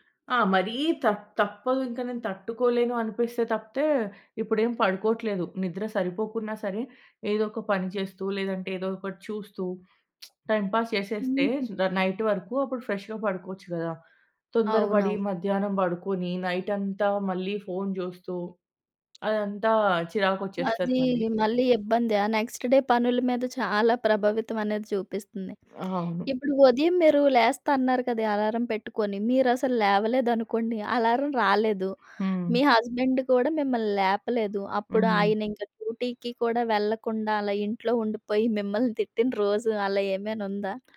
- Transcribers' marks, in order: lip smack; in English: "టైమ్ పాస్"; other background noise; in English: "నైట్"; in English: "ఫ్రెష్‌గా"; in English: "నెక్స్ట్ డే"; in English: "డ్యూటికి"
- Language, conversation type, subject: Telugu, podcast, సమయానికి లేవడానికి మీరు పాటించే చిట్కాలు ఏమిటి?